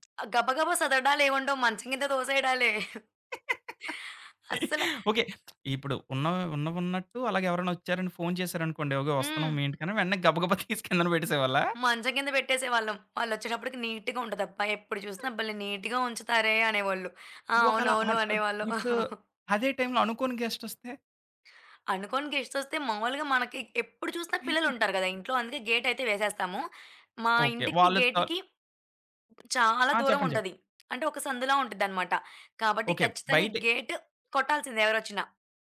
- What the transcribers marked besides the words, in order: tapping; giggle; laugh; lip smack; laughing while speaking: "వెంటనే గబగబా తీసి కిందన పెట్టేసేవాళ్ళ"; other background noise; in English: "నీట్‌గా"; in English: "నీట్‌గా"; chuckle; chuckle
- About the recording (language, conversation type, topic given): Telugu, podcast, చిన్న ఇళ్లలో స్థలాన్ని మీరు ఎలా మెరుగ్గా వినియోగించుకుంటారు?